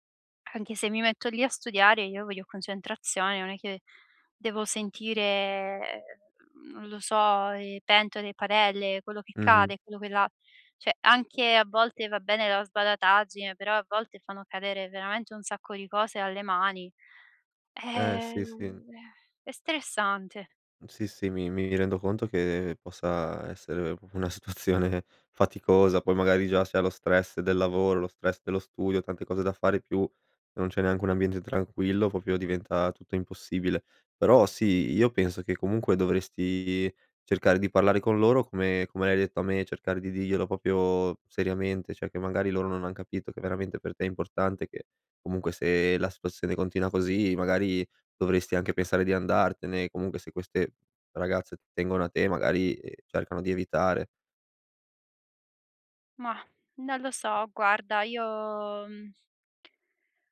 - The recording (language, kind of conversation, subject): Italian, advice, Come posso concentrarmi se in casa c’è troppo rumore?
- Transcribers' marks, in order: "cioè" said as "ceh"; sigh; "proprio" said as "propo"; laughing while speaking: "situazione"; "proprio" said as "propio"; "proprio" said as "propio"; "cioè" said as "ceh"; tapping